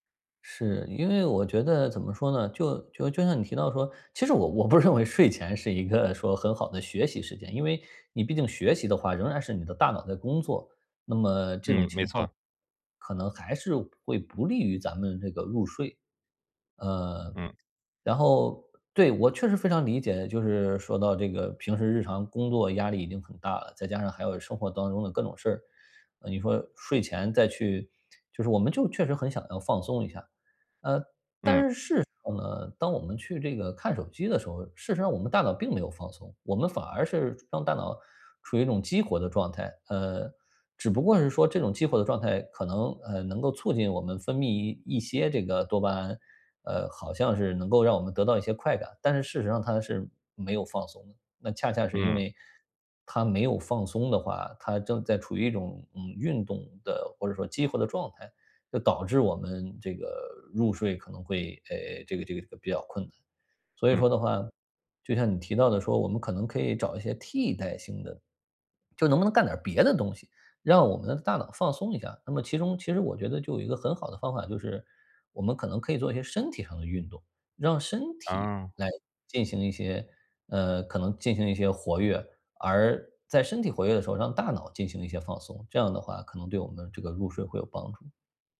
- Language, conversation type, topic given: Chinese, advice, 如何建立睡前放松流程来缓解夜间焦虑并更容易入睡？
- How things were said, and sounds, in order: laughing while speaking: "不认为"; laughing while speaking: "一个"; tapping; other noise